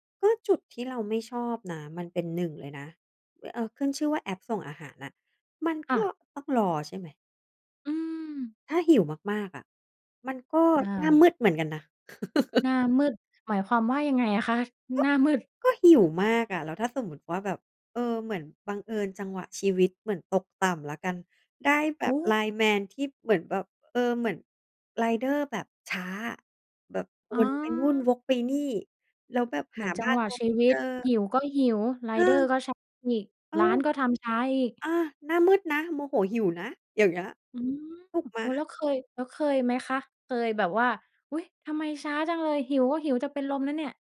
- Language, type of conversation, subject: Thai, podcast, คุณใช้บริการส่งอาหารบ่อยแค่ไหน และมีอะไรที่ชอบหรือไม่ชอบเกี่ยวกับบริการนี้บ้าง?
- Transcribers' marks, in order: laugh; laughing while speaking: "อย่างเงี้ยถูกไหม ?"